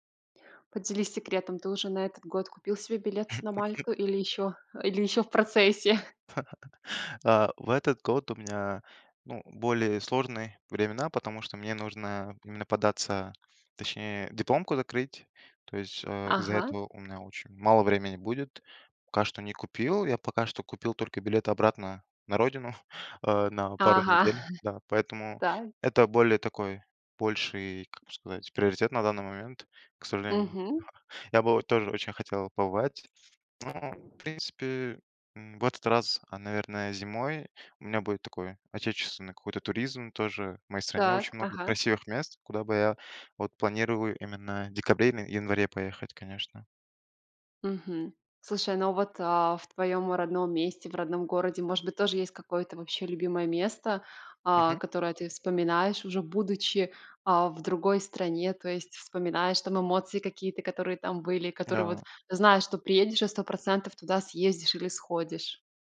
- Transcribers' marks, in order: chuckle; tapping; laughing while speaking: "в процессе?"; chuckle; chuckle; chuckle; other background noise
- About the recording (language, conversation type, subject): Russian, podcast, Почему для вас важно ваше любимое место на природе?